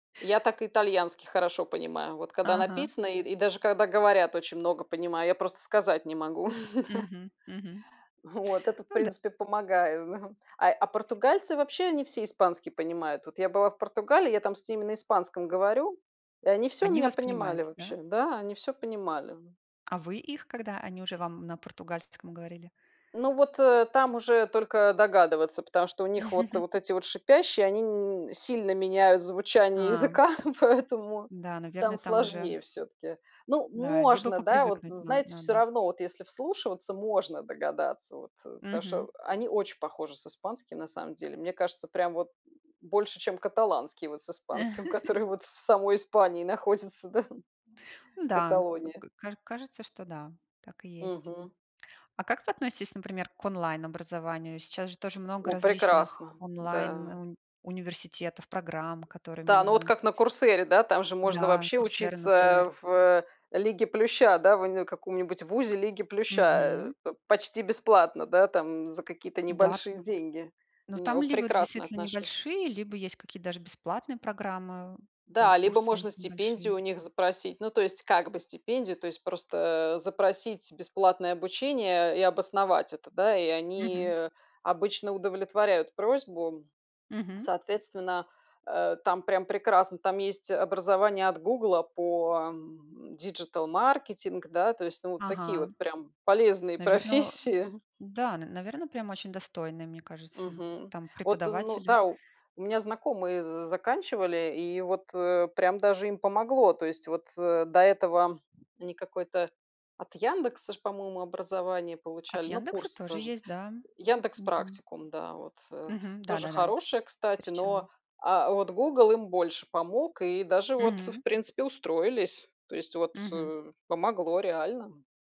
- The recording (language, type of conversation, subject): Russian, unstructured, Как интернет влияет на образование сегодня?
- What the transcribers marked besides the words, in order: chuckle; laughing while speaking: "да"; other background noise; tapping; chuckle; chuckle; laughing while speaking: "поэтому"; grunt; "каталонский" said as "каталанский"; chuckle; laughing while speaking: "который вот в самой Испании находится, да"; swallow; laughing while speaking: "профессии"